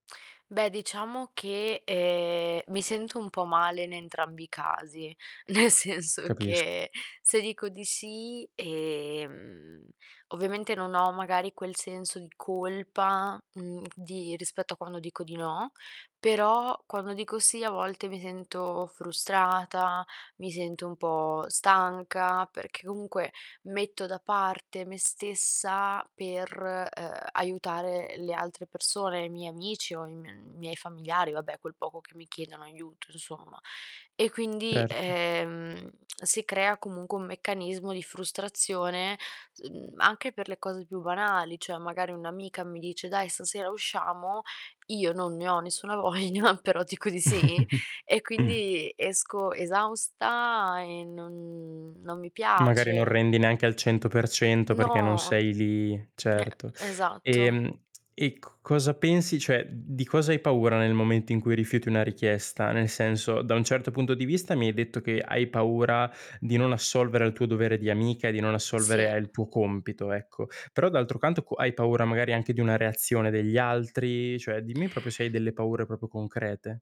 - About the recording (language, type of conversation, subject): Italian, advice, Come posso dire di no senza sentirmi in colpa?
- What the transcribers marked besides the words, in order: distorted speech; laughing while speaking: "nel senso"; "Certo" said as "prerto"; "Cioè" said as "ceh"; chuckle; laughing while speaking: "voglia"; tapping; "proprio" said as "propio"; "proprio" said as "propio"